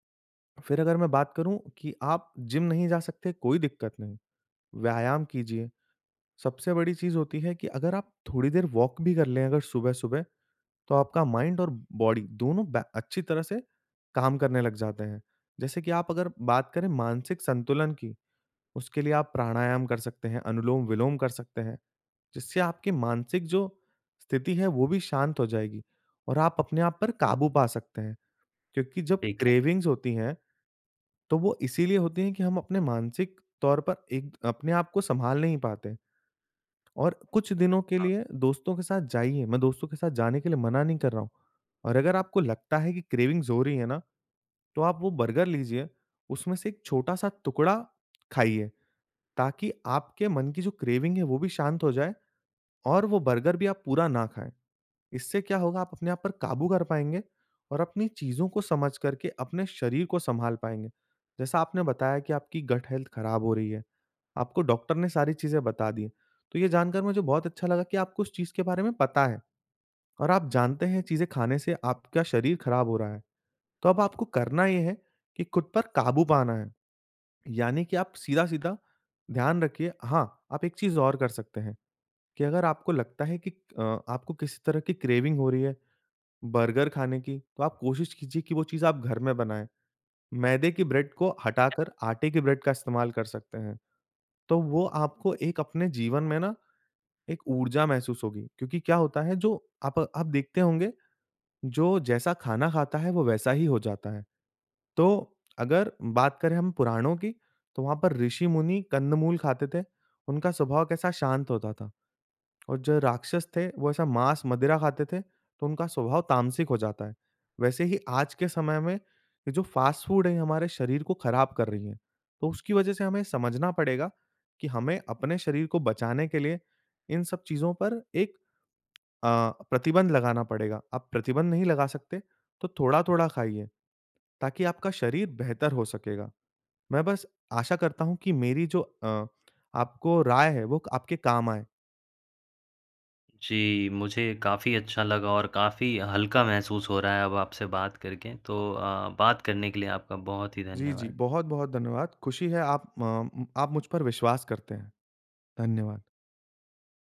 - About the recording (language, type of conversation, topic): Hindi, advice, आपकी खाने की तीव्र इच्छा और बीच-बीच में खाए जाने वाले नाश्तों पर आपका नियंत्रण क्यों छूट जाता है?
- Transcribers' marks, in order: in English: "वॉक"; in English: "माइंड"; in English: "बॉडी"; in English: "क्रेविंग्स"; in English: "क्रेविंग्स"; in English: "क्रेविंग"; in English: "गट हेल्थ"; in English: "क्रेविंग"; in English: "ब्रेड"; in English: "ब्रेड"; in English: "फास्ट फूड"